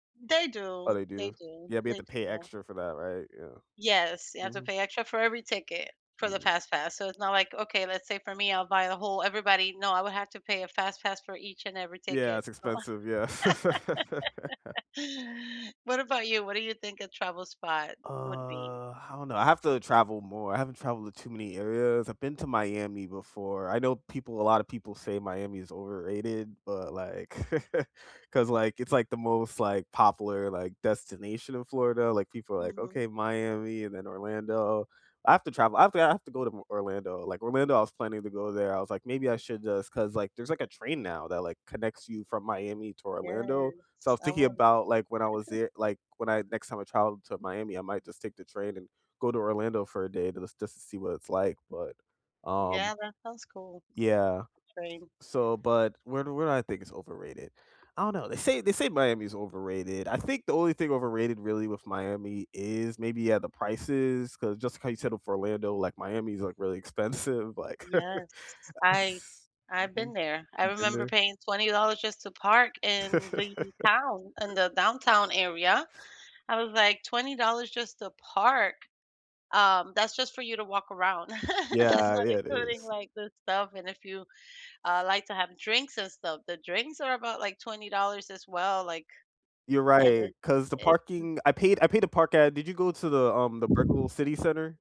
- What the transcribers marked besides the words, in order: laugh; drawn out: "Uh"; chuckle; chuckle; tapping; other background noise; laughing while speaking: "expensive"; chuckle; laugh; laugh
- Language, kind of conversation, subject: English, unstructured, Where is a travel destination you think is overrated, and why?
- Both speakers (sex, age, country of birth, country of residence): female, 40-44, Puerto Rico, United States; male, 25-29, United States, United States